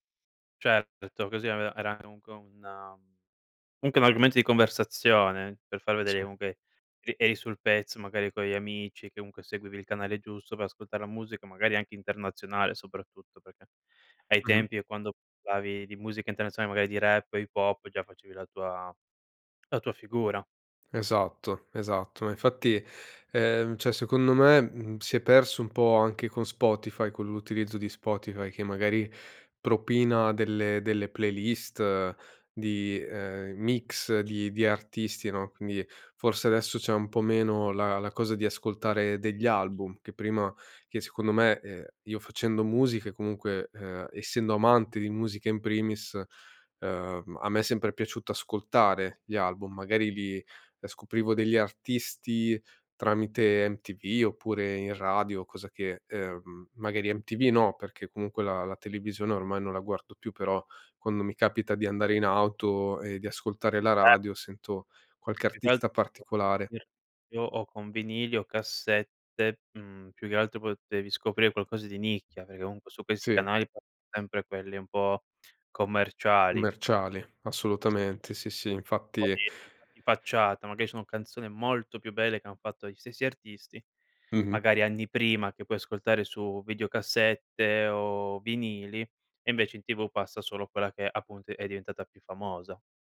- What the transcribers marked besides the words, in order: other background noise; "comunque" said as "unque"; "comunque" said as "omunque"; unintelligible speech; "comunque" said as "counque"; unintelligible speech; "Commerciali" said as "umerciali"
- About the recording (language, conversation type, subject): Italian, podcast, Come ascoltavi musica prima di Spotify?